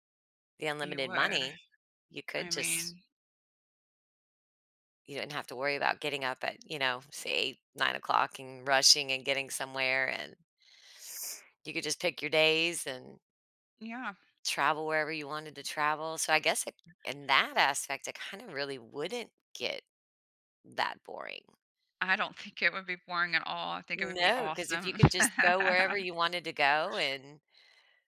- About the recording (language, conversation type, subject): English, unstructured, What do you think is more important for happiness—having more free time or having more money?
- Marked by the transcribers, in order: other background noise; tapping; laughing while speaking: "think"; laugh